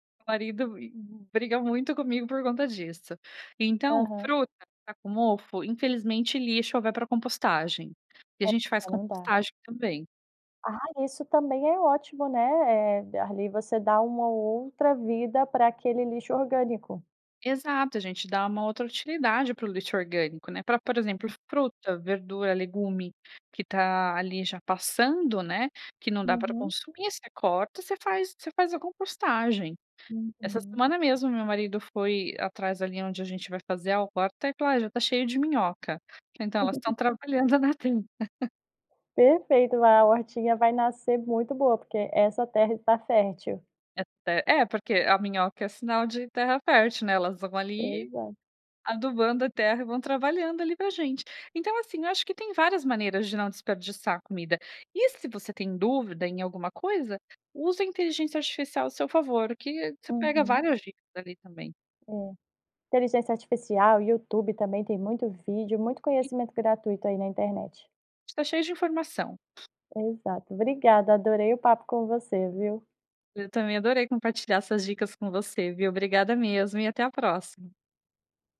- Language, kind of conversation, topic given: Portuguese, podcast, Que dicas você dá para reduzir o desperdício de comida?
- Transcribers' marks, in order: other background noise; laugh; laughing while speaking: "terra"